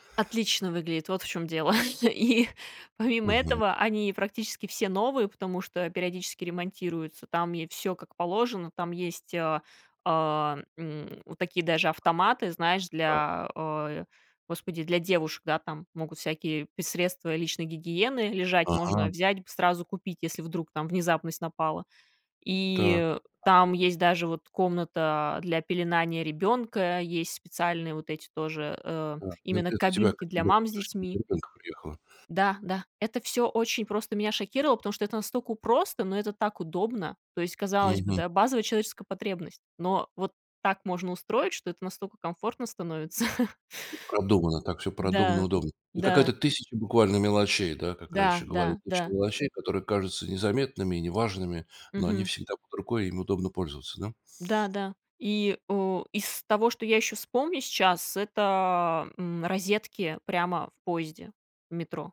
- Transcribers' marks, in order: chuckle; laughing while speaking: "И"; tapping; unintelligible speech; other background noise; chuckle
- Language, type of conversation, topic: Russian, podcast, Испытывал(а) ли ты культурный шок и как ты с ним справлялся(ась)?